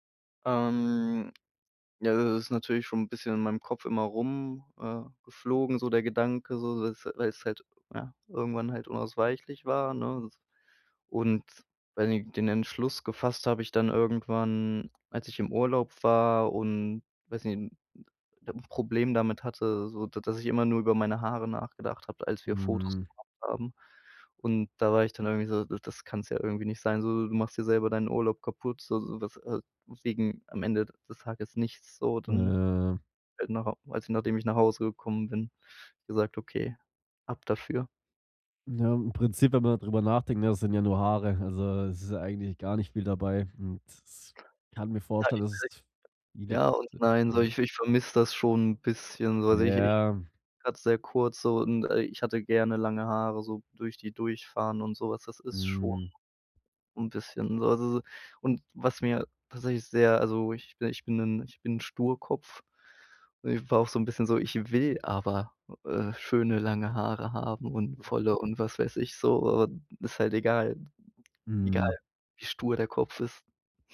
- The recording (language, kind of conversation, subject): German, podcast, Was war dein mutigster Stilwechsel und warum?
- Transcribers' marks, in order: drawn out: "Ähm"; drawn out: "Äh"; unintelligible speech; drawn out: "Ja"